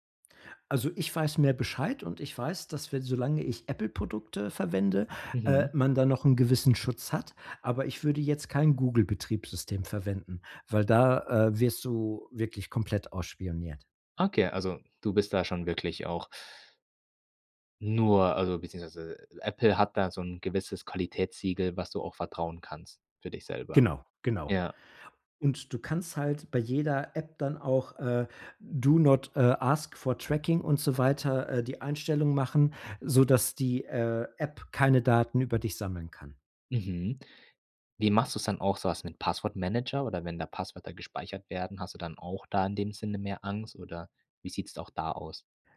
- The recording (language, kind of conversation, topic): German, podcast, Wie gehst du mit deiner Privatsphäre bei Apps und Diensten um?
- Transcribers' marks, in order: in English: "Do not, äh, ask for Tracking"